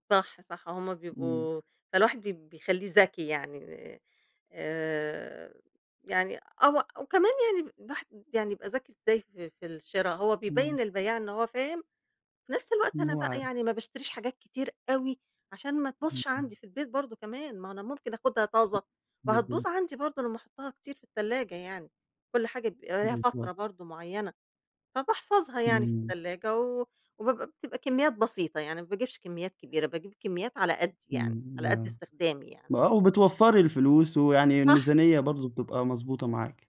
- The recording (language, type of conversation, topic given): Arabic, podcast, إزاي تختار مكوّنات طازة وإنت بتتسوّق؟
- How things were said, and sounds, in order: tapping; unintelligible speech